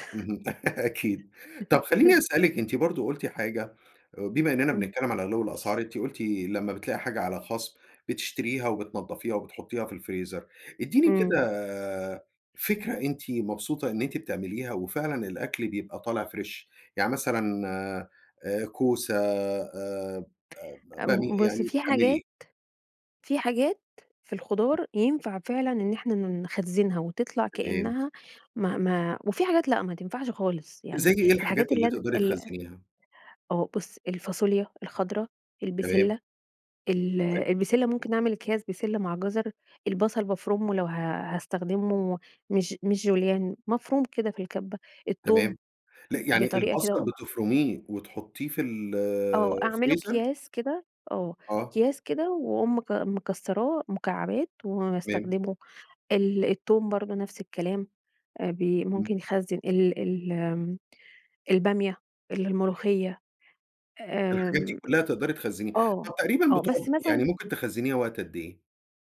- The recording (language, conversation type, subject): Arabic, podcast, إزاي تخطط لوجبات الأسبوع بطريقة سهلة؟
- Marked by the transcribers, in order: laugh; laughing while speaking: "أكيد"; chuckle; in English: "فريش؟"; tapping; in English: "جوليان"; unintelligible speech